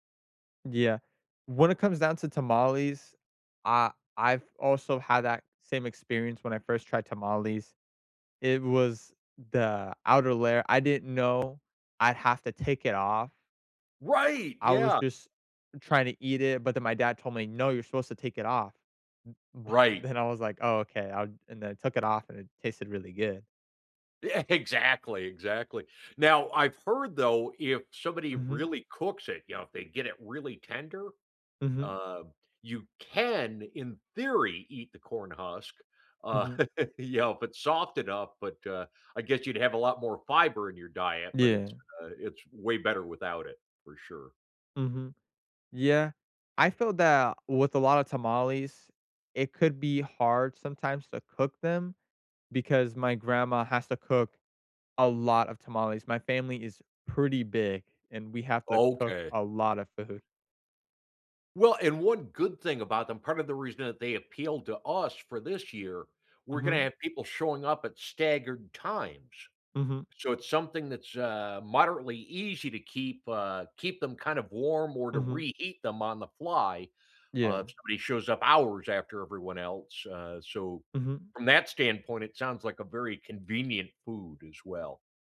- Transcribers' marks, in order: other background noise; laughing while speaking: "Exactly"; chuckle; laughing while speaking: "food"
- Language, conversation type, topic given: English, unstructured, What cultural tradition do you look forward to each year?
- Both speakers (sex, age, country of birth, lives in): male, 20-24, United States, United States; male, 55-59, United States, United States